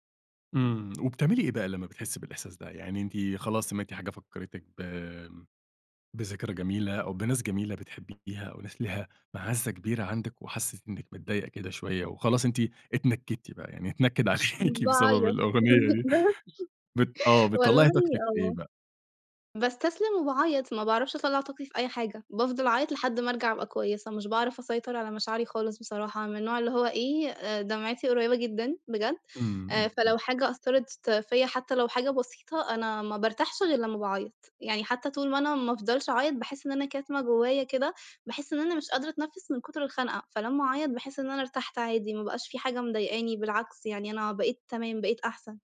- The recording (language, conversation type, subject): Arabic, podcast, إيه الأغنية اللي مرتبطة بعيلتك؟
- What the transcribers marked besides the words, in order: unintelligible speech; laughing while speaking: "عليكِ بسبب الأغنية"